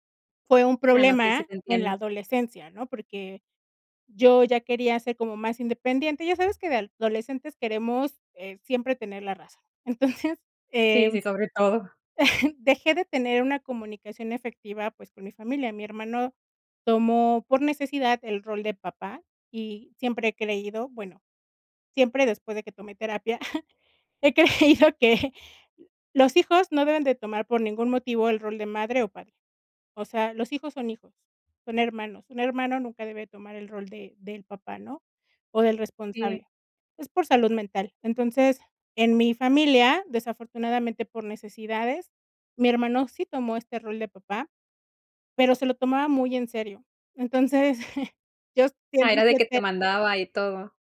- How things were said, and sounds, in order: other background noise; laughing while speaking: "entonces"; chuckle; chuckle; laughing while speaking: "creído que"; chuckle; unintelligible speech
- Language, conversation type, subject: Spanish, podcast, ¿Cómo describirías una buena comunicación familiar?